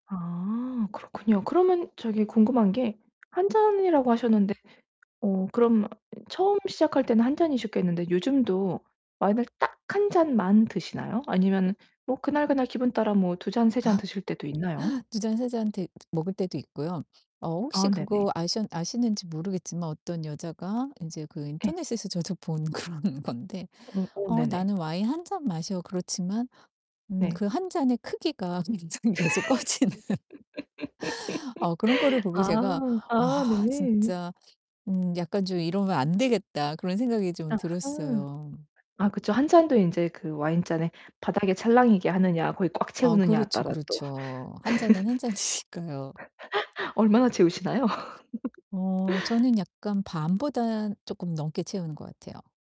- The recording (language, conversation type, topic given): Korean, advice, 유혹을 이겨내고 자기 통제력을 키우려면 어떻게 해야 하나요?
- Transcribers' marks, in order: tapping; distorted speech; laughing while speaking: "아"; laughing while speaking: "그런 건데"; laugh; laughing while speaking: "커지는"; laugh; laughing while speaking: "한 잔이니까요"; laugh; laugh